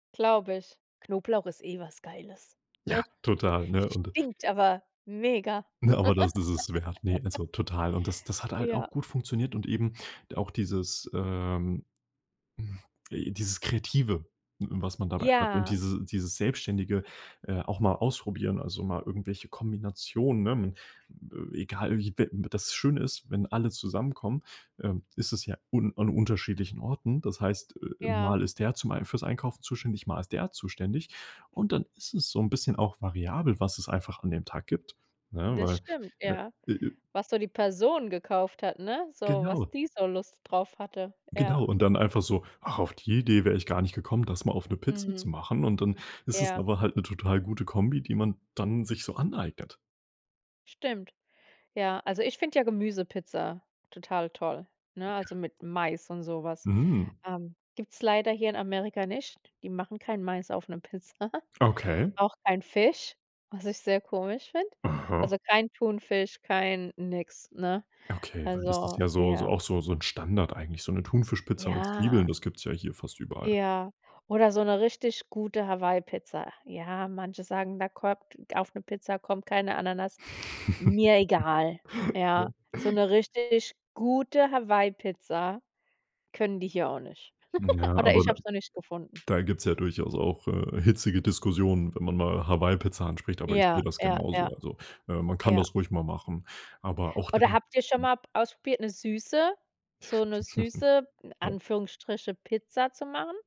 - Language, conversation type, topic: German, podcast, Was kocht ihr bei euch, wenn alle zusammenkommen?
- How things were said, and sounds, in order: other background noise; laugh; chuckle; put-on voice: "Ach"; stressed: "Mais"; laughing while speaking: "Pizza"; "kommt" said as "korpt"; laugh; stressed: "gute"; laugh; laughing while speaking: "Ja"